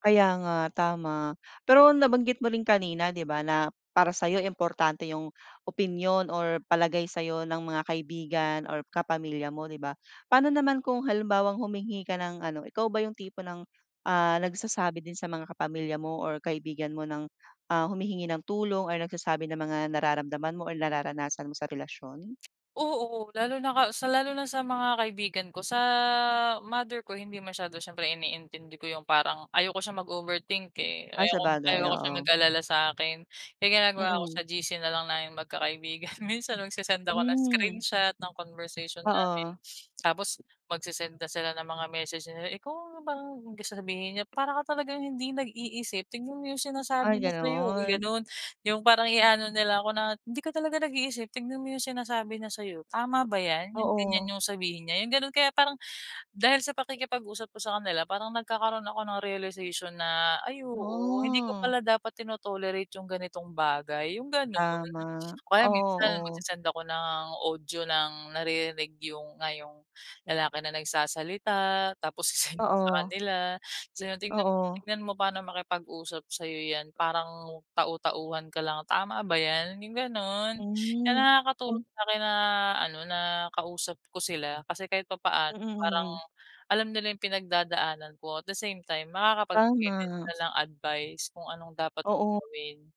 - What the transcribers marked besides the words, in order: laughing while speaking: "magkakaibigan"; sniff; laughing while speaking: "ise-send"; other background noise; in English: "the same time"
- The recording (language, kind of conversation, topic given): Filipino, podcast, Paano mo malalaman kung tama ang isang relasyon para sa’yo?